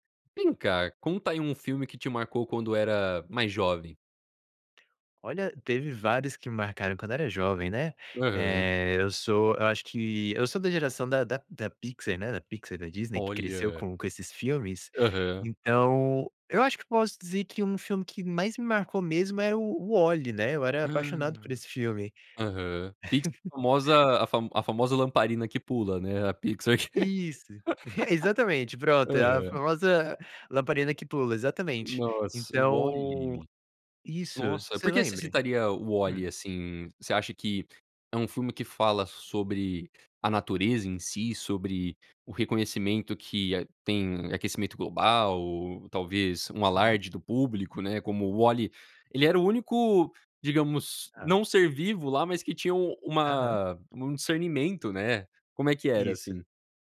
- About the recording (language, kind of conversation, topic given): Portuguese, podcast, Qual foi um filme que te marcou quando você era jovem?
- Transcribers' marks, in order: tapping; chuckle; chuckle; laugh; other background noise